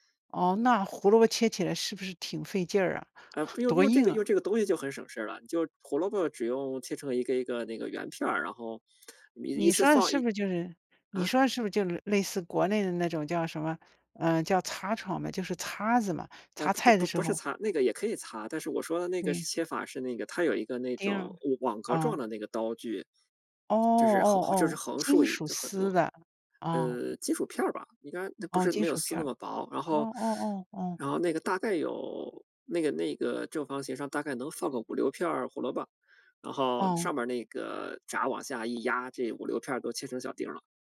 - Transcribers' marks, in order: chuckle; tapping
- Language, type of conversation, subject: Chinese, unstructured, 你最喜欢的家常菜是什么？